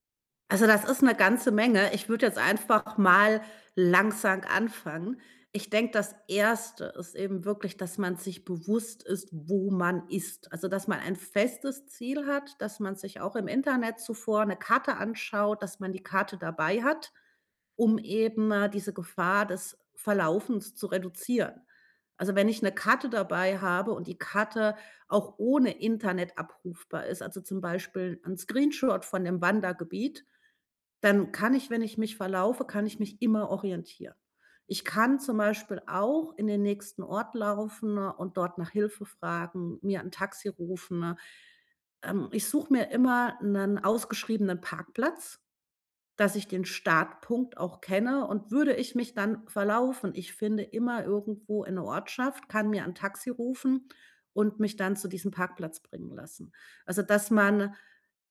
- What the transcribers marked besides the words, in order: "langsam" said as "langsang"
- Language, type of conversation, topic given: German, podcast, Welche Tipps hast du für sicheres Alleinwandern?